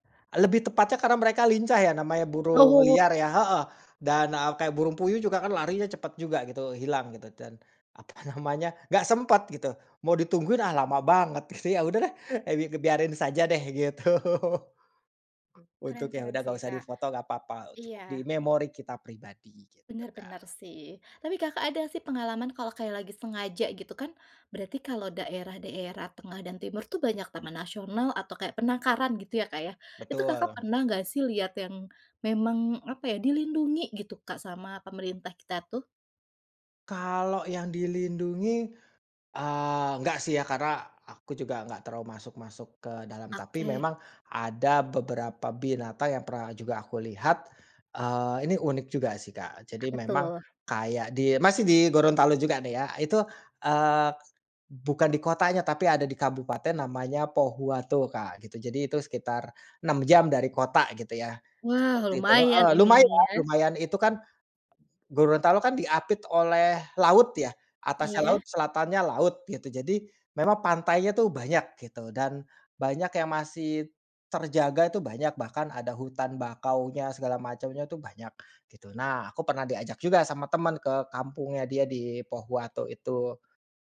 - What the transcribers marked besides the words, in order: tapping; laughing while speaking: "apa"; laughing while speaking: "gitu"; laughing while speaking: "gitu"; other background noise
- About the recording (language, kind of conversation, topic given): Indonesian, podcast, Bagaimana pengalamanmu bertemu satwa liar saat berpetualang?